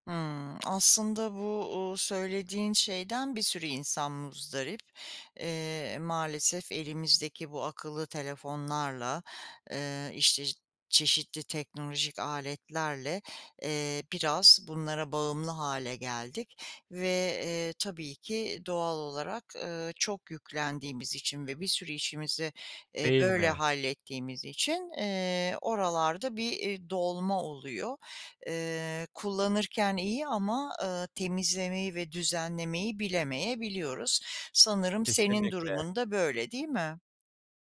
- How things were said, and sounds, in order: other background noise; other noise
- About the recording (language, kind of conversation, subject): Turkish, advice, E-postalarımı, bildirimlerimi ve dosyalarımı düzenli ve temiz tutmanın basit yolları nelerdir?